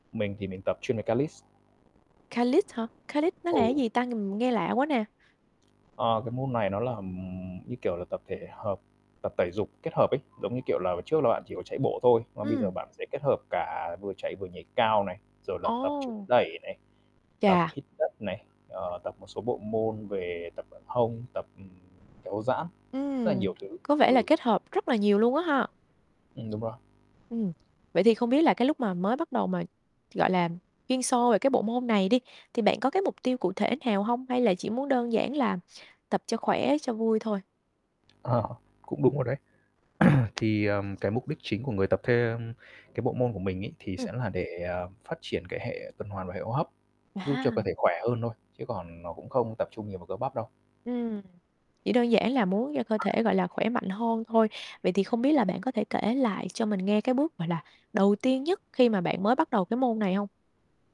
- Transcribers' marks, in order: mechanical hum; in English: "calis"; "calisthenics" said as "calis"; in English: "calis"; "Calisthenics" said as "calis"; in English: "calis"; "Calisthenics" said as "calis"; tapping; other background noise; throat clearing; distorted speech
- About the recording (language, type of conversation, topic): Vietnamese, podcast, Bạn giữ động lực tập thể dục như thế nào?